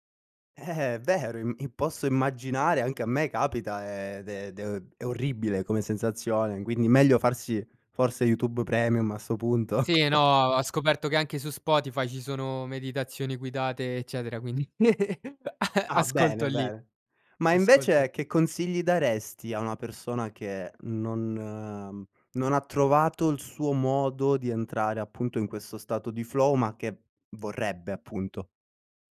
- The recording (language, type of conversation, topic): Italian, podcast, Cosa fai per entrare in uno stato di flow?
- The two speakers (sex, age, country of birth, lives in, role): male, 20-24, Romania, Romania, guest; male, 25-29, Italy, Romania, host
- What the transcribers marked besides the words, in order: chuckle; laugh; in English: "flow"